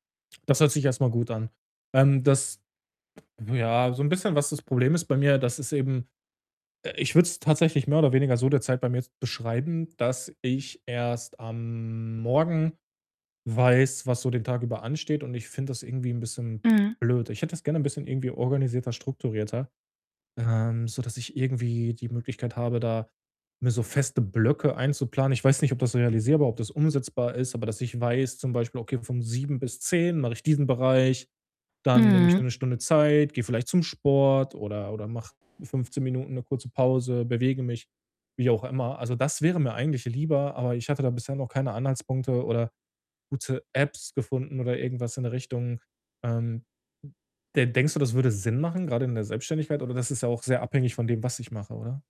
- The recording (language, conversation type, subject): German, advice, Wie finde ich eine gute Balance zwischen Arbeit, Bewegung und Erholung?
- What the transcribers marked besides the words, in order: static; other background noise; drawn out: "am"; distorted speech; stressed: "was"